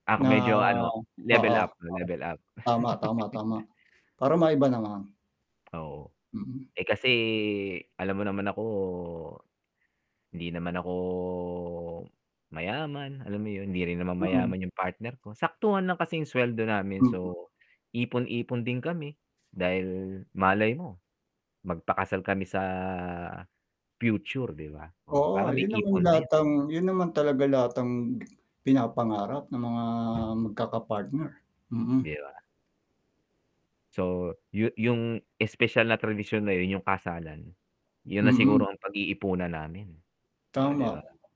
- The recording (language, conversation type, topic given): Filipino, unstructured, Ano ang mga simpleng bagay na nagpapasaya sa inyong relasyon?
- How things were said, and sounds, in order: static; tapping; laugh; other background noise